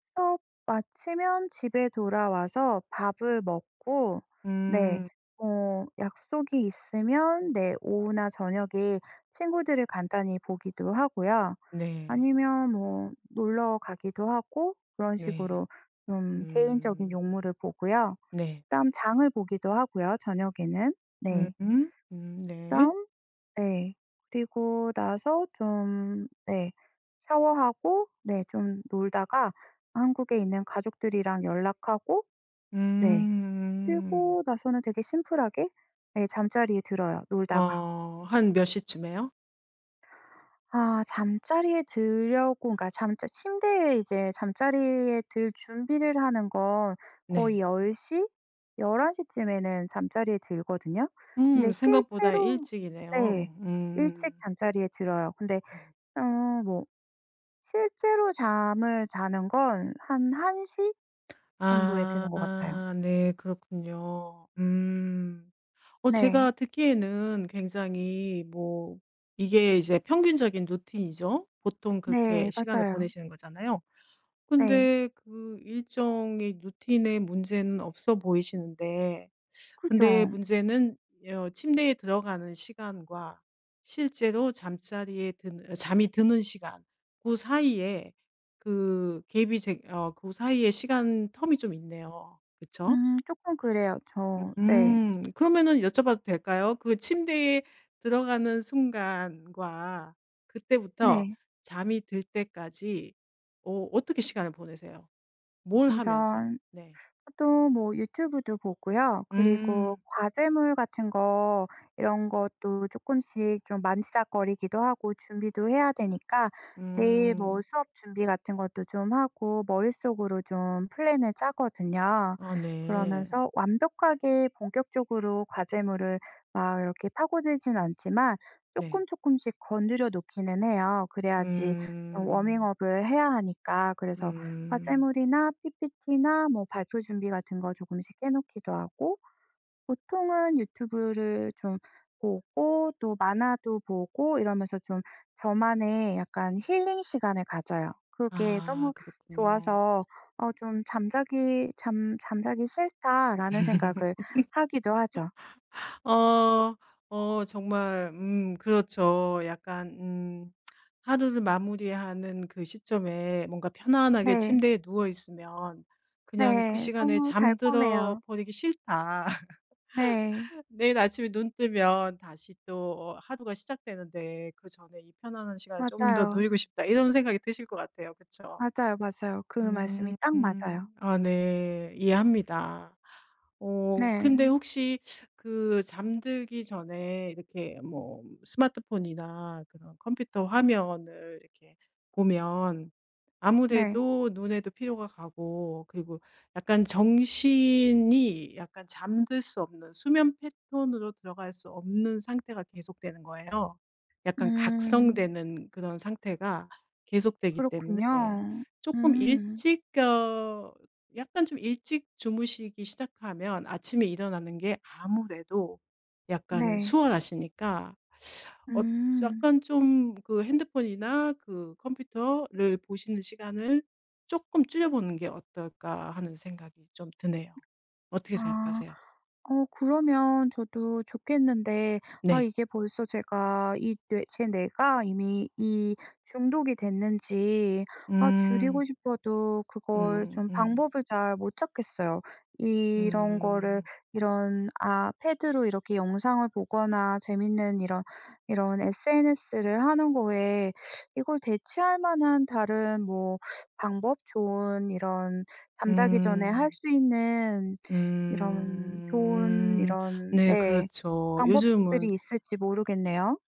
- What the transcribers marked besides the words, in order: inhale; other background noise; in English: "term이"; laugh; lip smack; laugh
- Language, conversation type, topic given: Korean, advice, 아침에 일어나기 힘들어 중요한 일정을 자주 놓치는데 어떻게 하면 좋을까요?